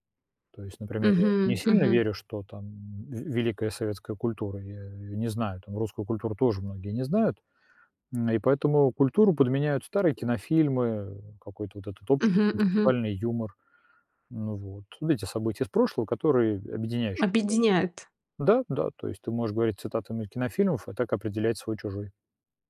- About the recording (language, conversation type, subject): Russian, podcast, Как вы заводите друзей в новой среде?
- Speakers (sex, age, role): female, 45-49, host; male, 45-49, guest
- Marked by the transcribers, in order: unintelligible speech